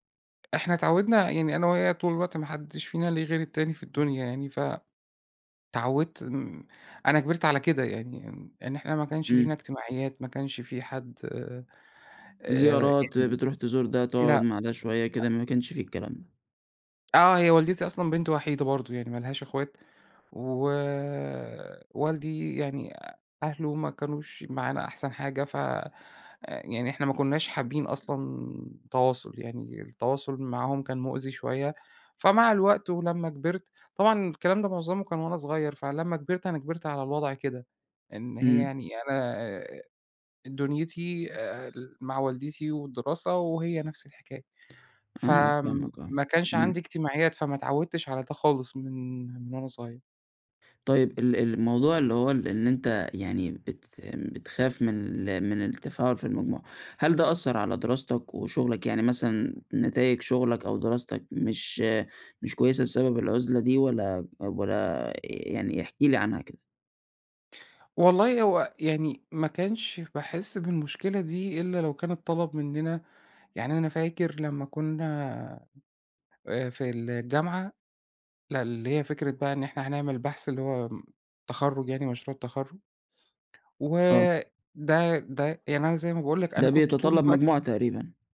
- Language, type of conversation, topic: Arabic, advice, إزاي أقدر أوصف قلقي الاجتماعي وخوفي من التفاعل وسط مجموعات؟
- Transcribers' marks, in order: tapping